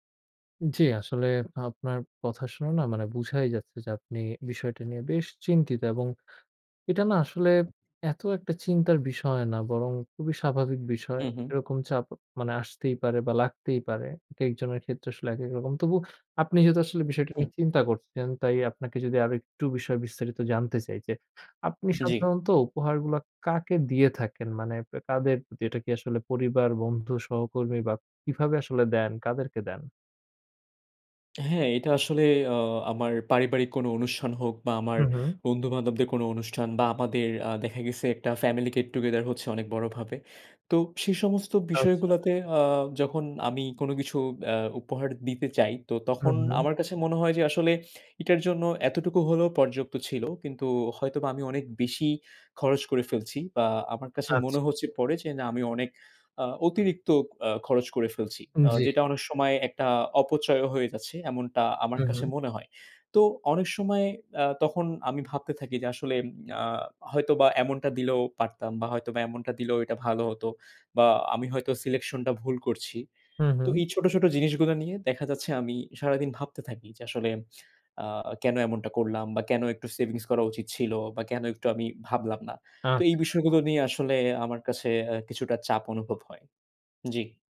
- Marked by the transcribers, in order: alarm; in English: "Family Get Together"; horn; in English: "selection"
- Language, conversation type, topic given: Bengali, advice, উপহার দিতে গিয়ে আপনি কীভাবে নিজেকে অতিরিক্ত খরচে ফেলেন?